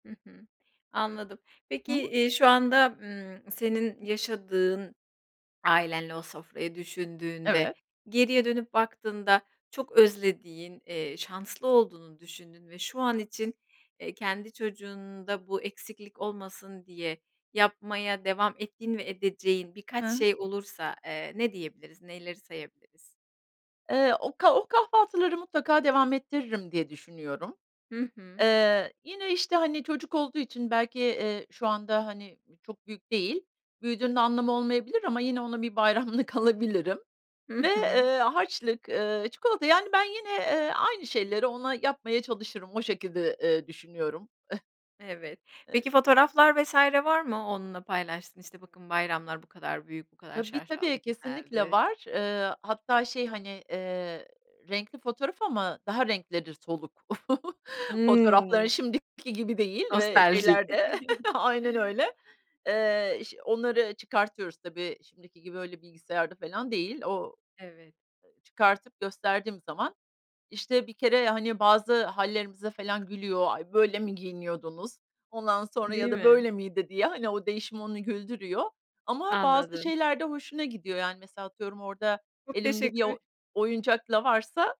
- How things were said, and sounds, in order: laughing while speaking: "bayramlık alabilirim"; giggle; other background noise; chuckle; chuckle
- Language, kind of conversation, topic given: Turkish, podcast, Çocukluğunda evinizde hangi gelenekler vardı, anlatır mısın?